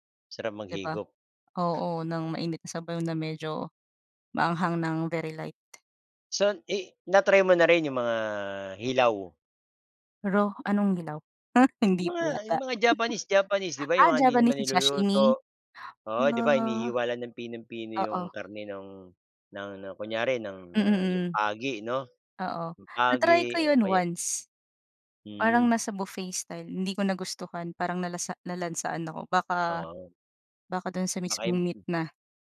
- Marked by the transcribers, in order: tapping; laugh
- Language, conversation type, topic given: Filipino, unstructured, Ano ang pinaka-masarap o pinaka-kakaibang pagkain na nasubukan mo?